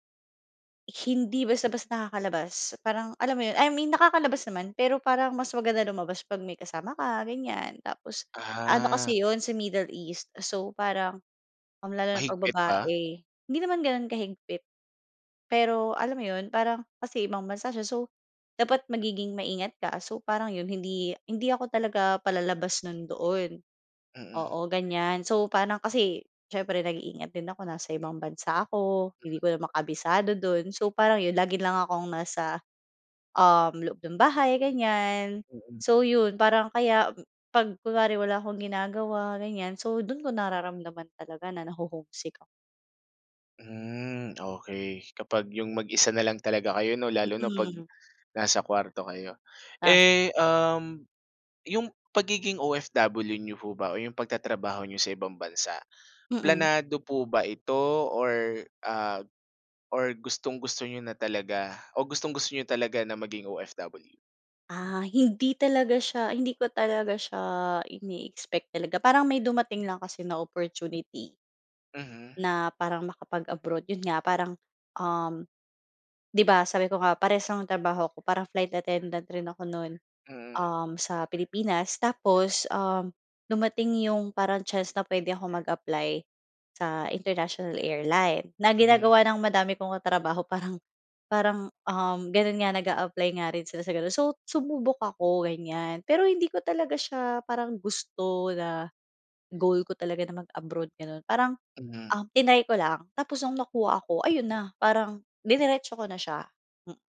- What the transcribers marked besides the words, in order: other background noise
- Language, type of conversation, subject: Filipino, podcast, Ano ang mga tinitimbang mo kapag pinag-iisipan mong manirahan sa ibang bansa?